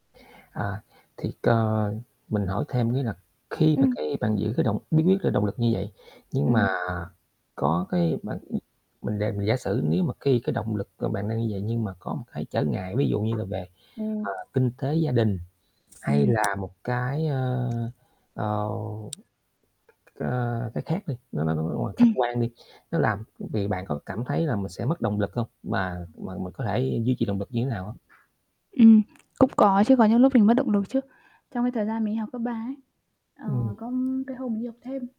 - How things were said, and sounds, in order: static; distorted speech; tapping; other background noise
- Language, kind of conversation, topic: Vietnamese, podcast, Có bí quyết nào giúp bạn giữ động lực học tập lâu dài không?
- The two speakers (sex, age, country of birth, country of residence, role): female, 25-29, Vietnam, Vietnam, guest; male, 40-44, Vietnam, Vietnam, host